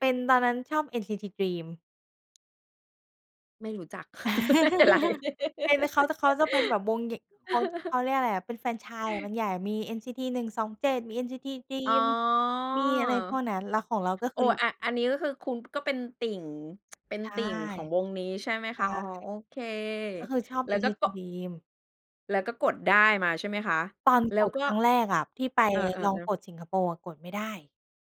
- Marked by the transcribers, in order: laugh; laughing while speaking: "ไม่เป็นไร"; laugh; tsk; tapping
- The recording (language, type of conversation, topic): Thai, podcast, เล่าประสบการณ์ไปดูคอนเสิร์ตที่ประทับใจที่สุดของคุณให้ฟังหน่อยได้ไหม?